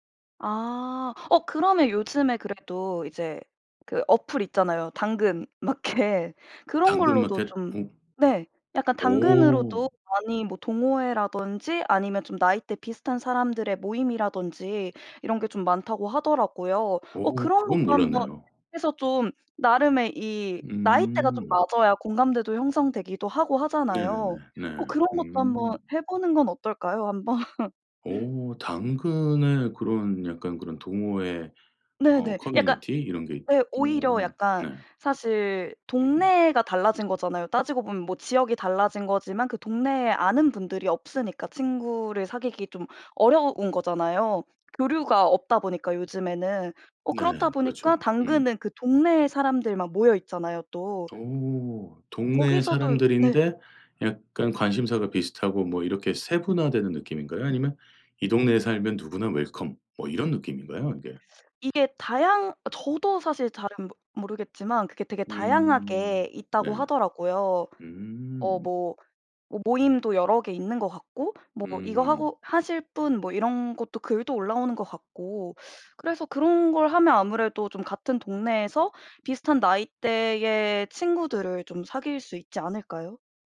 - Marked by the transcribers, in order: laughing while speaking: "당근마켓"; other background noise; tapping; laugh; in English: "웰컴"; teeth sucking
- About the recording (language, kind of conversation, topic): Korean, advice, 새로운 도시로 이사한 뒤 친구를 사귀기 어려운데, 어떻게 하면 좋을까요?